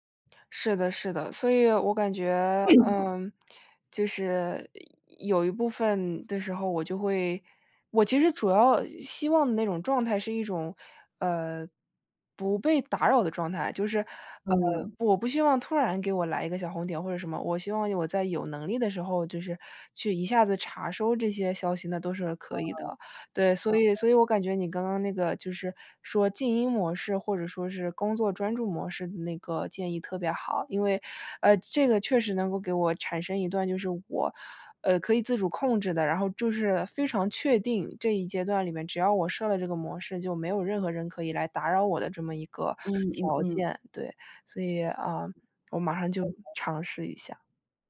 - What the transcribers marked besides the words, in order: unintelligible speech; other background noise; unintelligible speech
- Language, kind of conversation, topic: Chinese, advice, 如何才能减少收件箱里的邮件和手机上的推送通知？